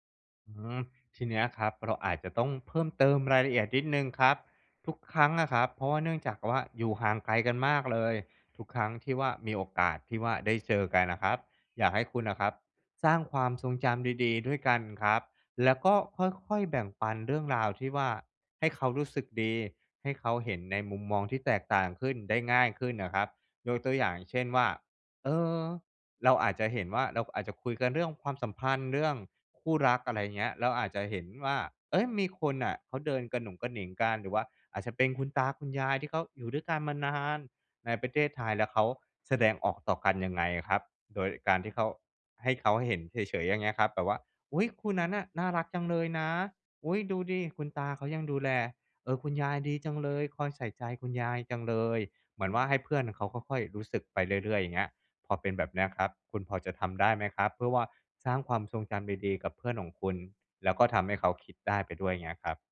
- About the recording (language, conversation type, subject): Thai, advice, ฉันจะทำอย่างไรเพื่อสร้างมิตรภาพที่ลึกซึ้งในวัยผู้ใหญ่?
- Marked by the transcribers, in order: put-on voice: "อุ๊ย ! คู่นั้นน่ะน่ารักจังเลยนะ อุ๊ย ! ดูสิคุณ … อยใส่ใจคุณยายจังเลย"